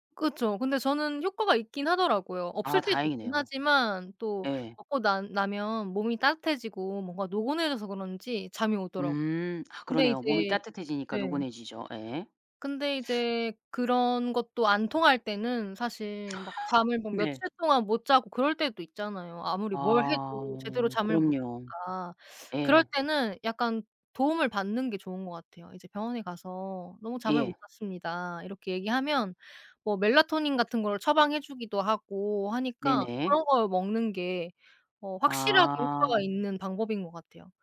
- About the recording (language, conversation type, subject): Korean, podcast, 잠을 잘 자려면 평소에 어떤 습관을 지키시나요?
- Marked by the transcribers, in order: laugh; laughing while speaking: "네"; teeth sucking